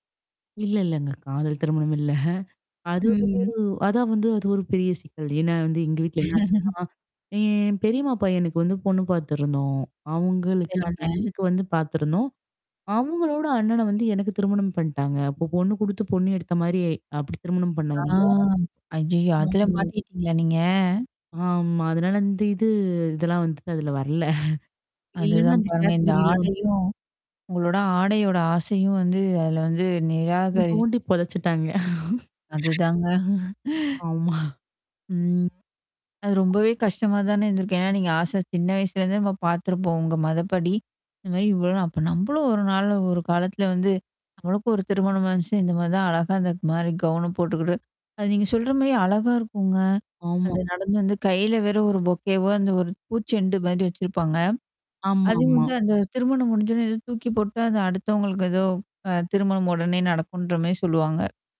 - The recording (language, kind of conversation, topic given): Tamil, podcast, உங்கள் ஆடையில் ஏற்பட்ட ஒரு சிக்கலான தருணத்தைப் பற்றி ஒரு கதையைப் பகிர முடியுமா?
- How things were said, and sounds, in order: static; laughing while speaking: "இல்ல"; drawn out: "ம்"; other background noise; distorted speech; chuckle; drawn out: "ஆ"; unintelligible speech; chuckle; in English: "கேட்டகிரி"; mechanical hum; chuckle; laughing while speaking: "ஆமா"; in English: "கௌன"; tapping; in English: "பொக்கேவோ"